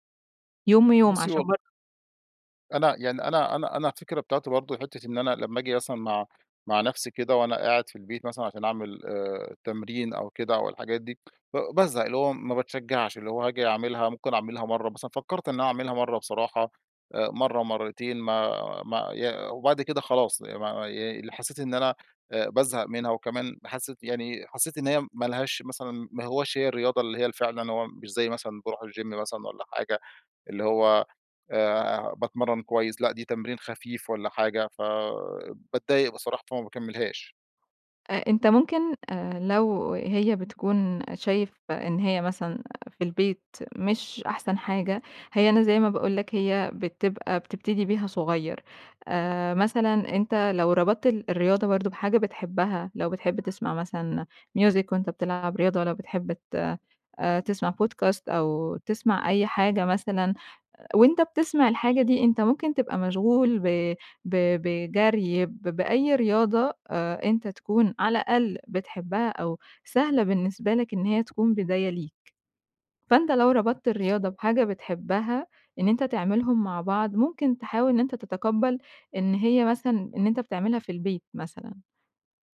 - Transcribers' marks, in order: in English: "الGym"; other background noise; in English: "ميوزيك"; in English: "بودكاست"; horn
- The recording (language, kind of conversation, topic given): Arabic, advice, إزاي أقدر ألتزم بممارسة الرياضة كل أسبوع؟
- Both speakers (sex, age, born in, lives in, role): female, 20-24, Egypt, Egypt, advisor; male, 35-39, Egypt, Egypt, user